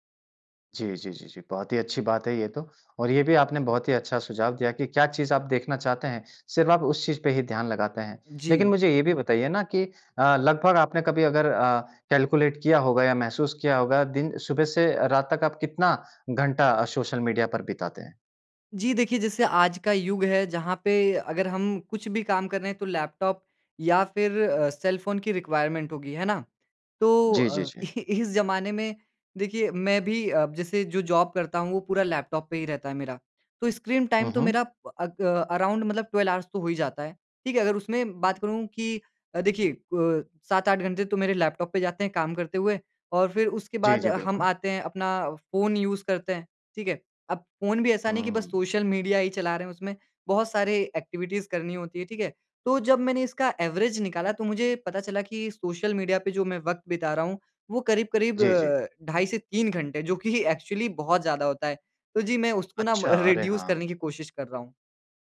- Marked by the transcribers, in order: in English: "कैलकुलेट"; in English: "सेलफ़ोन"; in English: "रिक्वायरमेंट"; laughing while speaking: "इ"; in English: "जॉब"; in English: "टाइम"; in English: "अराउंड"; in English: "ट्वेल्व ऑर्ज़"; in English: "यूज़"; in English: "एक्टिविटीज़"; in English: "एवरेज"; in English: "एक्चुअली"; chuckle; in English: "रिड्यूस"
- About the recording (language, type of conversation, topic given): Hindi, podcast, सोशल मीडिया ने आपकी रोज़मर्रा की आदतें कैसे बदलीं?